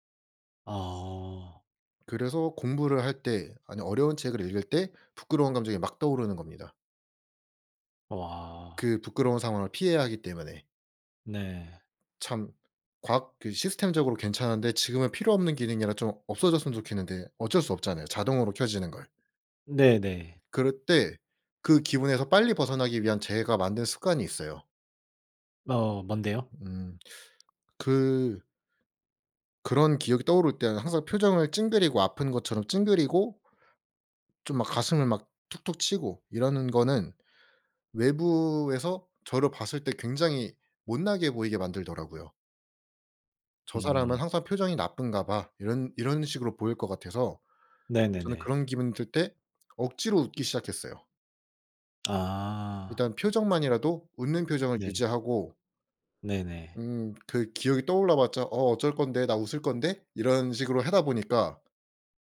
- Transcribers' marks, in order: other background noise; tapping
- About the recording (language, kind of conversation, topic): Korean, unstructured, 좋은 감정을 키우기 위해 매일 실천하는 작은 습관이 있으신가요?